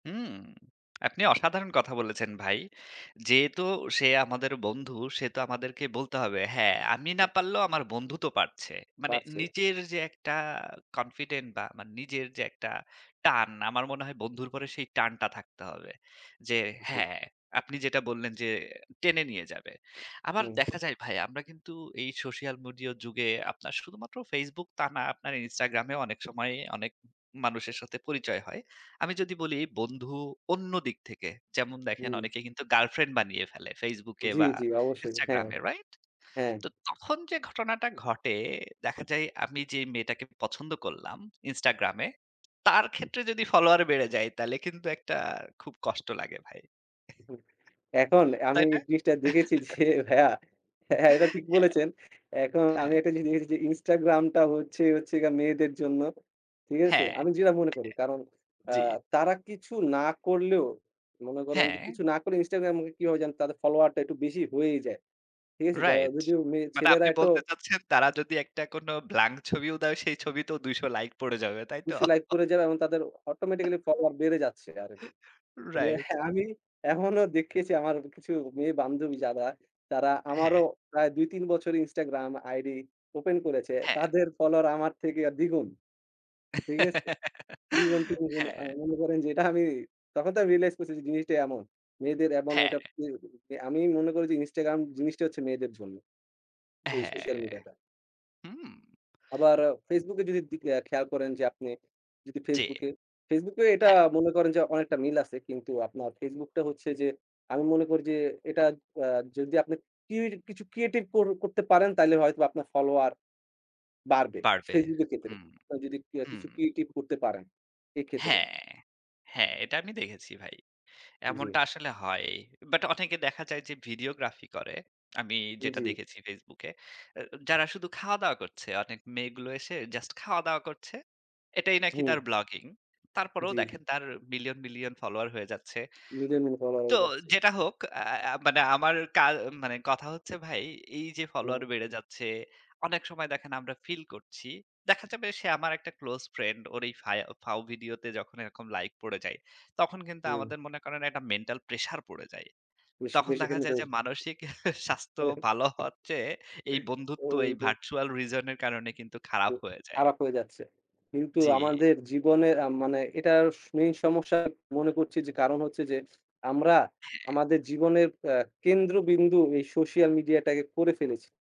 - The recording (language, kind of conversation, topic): Bengali, unstructured, মানসিক স্বাস্থ্যের জন্য বন্ধুত্ব কেন গুরুত্বপূর্ণ?
- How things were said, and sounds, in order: in English: "confident"; "সোশ্যাল" said as "সোশিয়াল"; chuckle; laughing while speaking: "যে ভাইয়া, এটা ঠিক বলেছেন"; chuckle; laughing while speaking: "হ্যাঁ, হ্যাঁ"; tapping; "এতো" said as "এটো"; in English: "blank"; giggle; in English: "like"; laugh; in English: "automatically follower"; laugh; chuckle; in English: "Instagram ID open"; giggle; in English: "realize"; unintelligible speech; in English: "creative"; in English: "creative"; in English: "But"; in English: "videography"; in English: "just"; unintelligible speech; in English: "feel"; in English: "close friend"; in English: "mental pressure"; unintelligible speech; chuckle; laughing while speaking: "স্বাস্থ্য ভালো হওয়ার চেয়ে"; chuckle; in English: "virtual reason"; in English: "main"